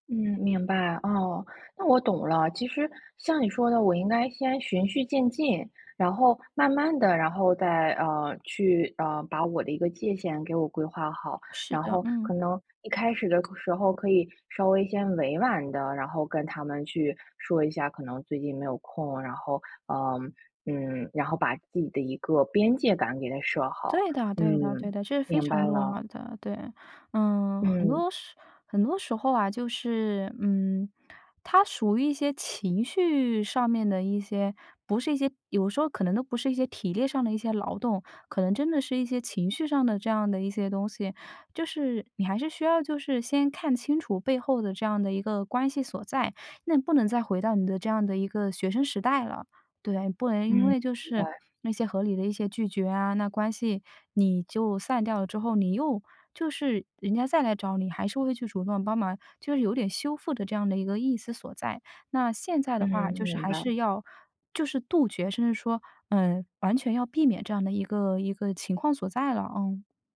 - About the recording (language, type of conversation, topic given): Chinese, advice, 我为什么总是很难对别人说“不”，并习惯性答应他们的要求？
- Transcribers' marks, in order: other background noise